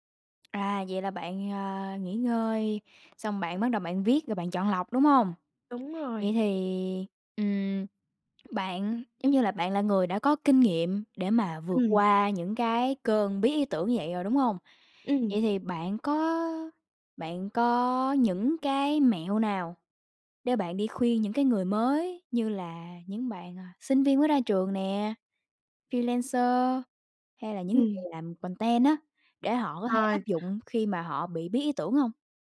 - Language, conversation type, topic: Vietnamese, podcast, Bạn làm thế nào để vượt qua cơn bí ý tưởng?
- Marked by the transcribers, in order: tapping; other background noise; in English: "freelancer"; in English: "content"